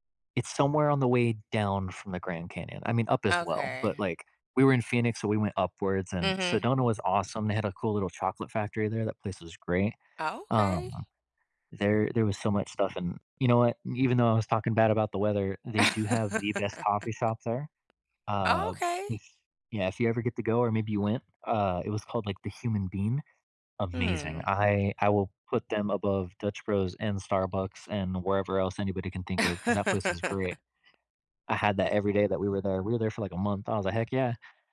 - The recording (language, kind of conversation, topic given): English, unstructured, What good news have you heard lately that made you smile?
- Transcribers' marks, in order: laugh; tapping; drawn out: "Uh"; laugh